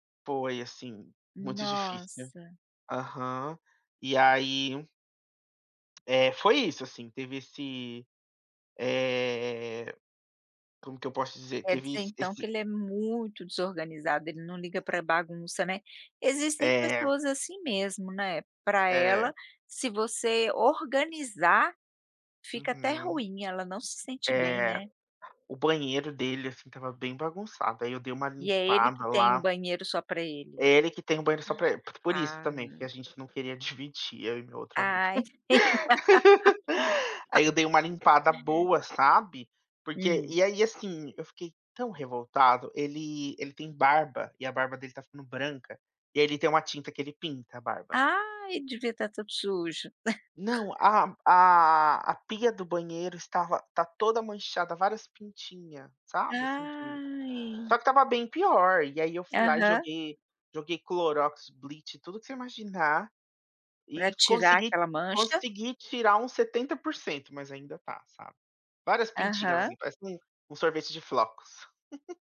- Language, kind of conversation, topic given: Portuguese, podcast, Como falar sobre tarefas domésticas sem brigar?
- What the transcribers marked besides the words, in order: tapping; stressed: "muito"; other background noise; laugh; chuckle; drawn out: "Ai"; chuckle